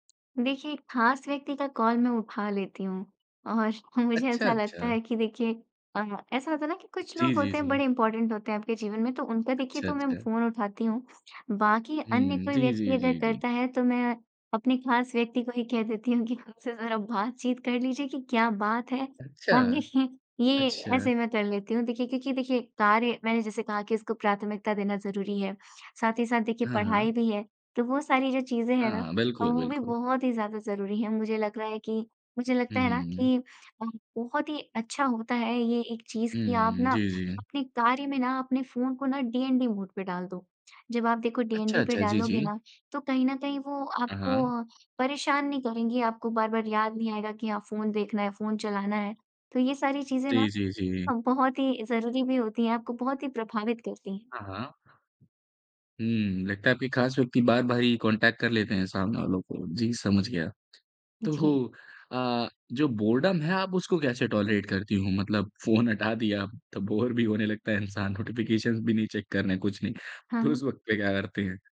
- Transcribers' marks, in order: laughing while speaking: "और मुझे ऐसा"; in English: "इम्पोर्टेंट"; laughing while speaking: "हूँ कि खुदसे ज़रा बातचीत कर लीजिए"; laughing while speaking: "देखिए"; in English: "डीएनडी मोड"; in English: "डीएनडी"; in English: "कॉन्टैक्ट"; tapping; laughing while speaking: "तो"; in English: "बोरडम"; in English: "टॉलरेट"; laughing while speaking: "फ़ोन हटा दिया तो बोर भी होने लगता है इंसान, नोटिफिकेशंस भी"; in English: "नोटिफिकेशंस"; in English: "चेक"; laughing while speaking: "तो उस वक़्त पे क्या करती हैं?"
- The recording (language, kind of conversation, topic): Hindi, podcast, बार-बार आने वाले नोटिफ़िकेशन आप पर कैसे असर डालते हैं?